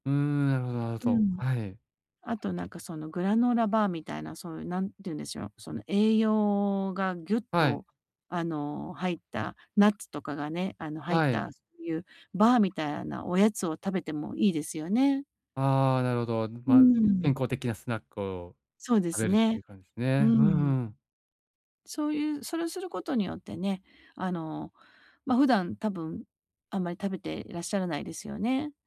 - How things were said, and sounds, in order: in English: "グラノーラバー"
- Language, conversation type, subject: Japanese, advice, 日中のエネルギーレベルを一日中安定させるにはどうすればいいですか？